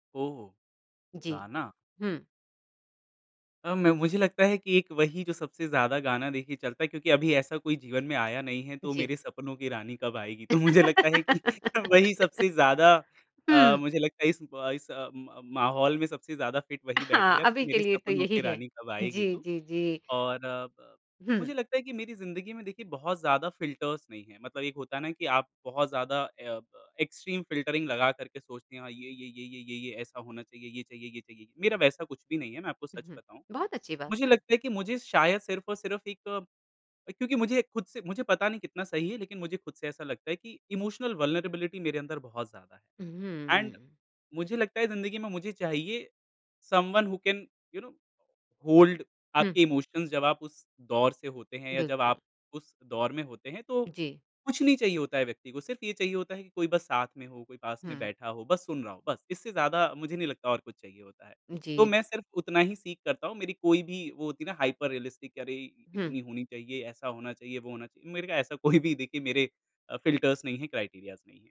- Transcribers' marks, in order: laugh; laughing while speaking: "तो मुझे लगता है कि वही"; in English: "फिट"; in English: "फिल्टर्स"; in English: "एक्सट्रीम फिल्टरिंग"; in English: "इमोशनल वल्नरेबिलिटी"; in English: "एंड"; in English: "समवन हू कैन यू नो होल्ड"; in English: "इमोशंस"; in English: "सीक"; in English: "हाइपर रियलिस्टिक"; laughing while speaking: "कोई भी"; in English: "फिल्टर्स"; in English: "क्राइटीरियाज़"
- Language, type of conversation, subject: Hindi, podcast, कौन-सा गाना आपकी पहली मोहब्बत की याद दिलाता है?